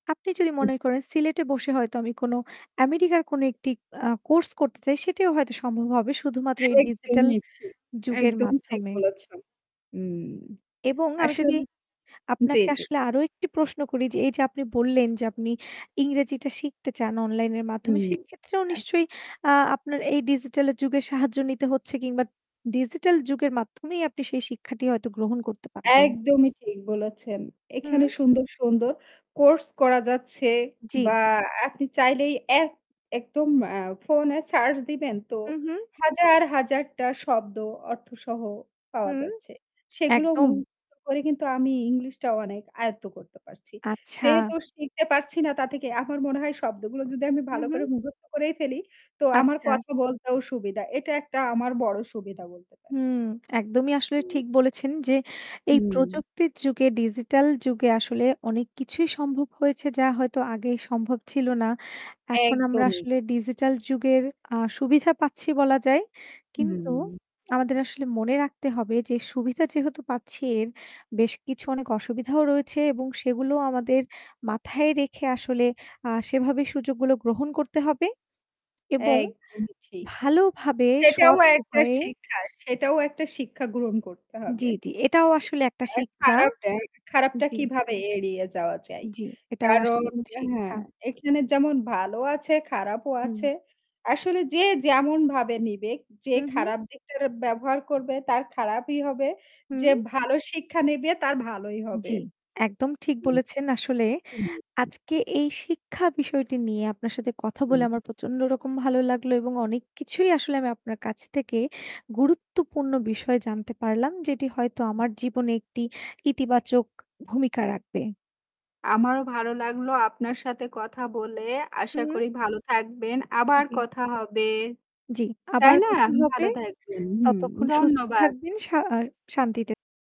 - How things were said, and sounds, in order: static; other noise; breath; breath; breath; breath; breath; unintelligible speech; stressed: "কিছুই"; breath
- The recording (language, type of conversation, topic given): Bengali, unstructured, শিক্ষা কেন আমাদের জীবনে এত গুরুত্বপূর্ণ?